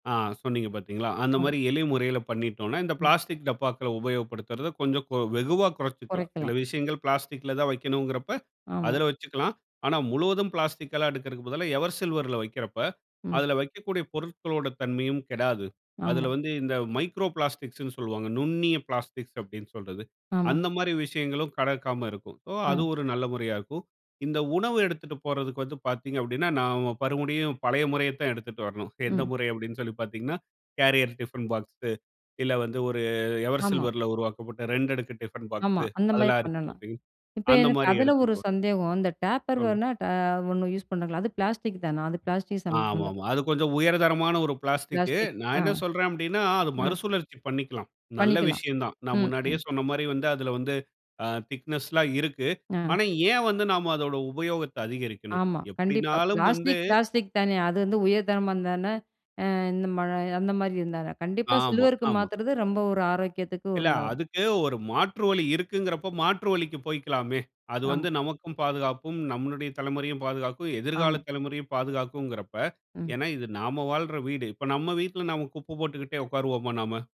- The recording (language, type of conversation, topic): Tamil, podcast, பிளாஸ்டிக் மாசுபாட்டைக் குறைக்க நாம் எளிதாக செய்யக்கூடிய வழிகள் என்ன?
- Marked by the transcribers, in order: in English: "மைக்ரோ பிளாஸ்டிக்ஸ்ன்னு"; "மறுபடியும்" said as "பருமுடியும்"; drawn out: "ஒரு"; in English: "டேப்பர் வேர்ணா"; unintelligible speech; other background noise; in English: "திக்னெஸ்லாம்"